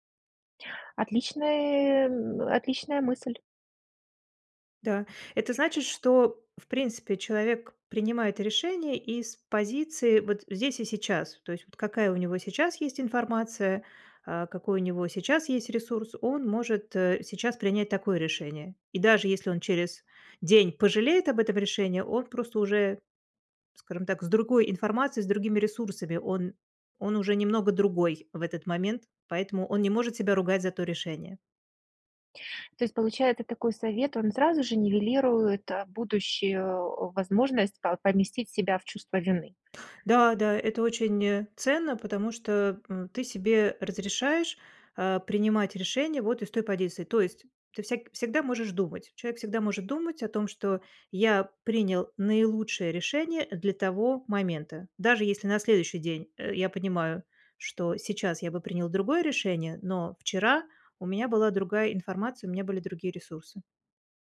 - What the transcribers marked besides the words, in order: none
- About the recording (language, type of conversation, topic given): Russian, podcast, Что помогает не сожалеть о сделанном выборе?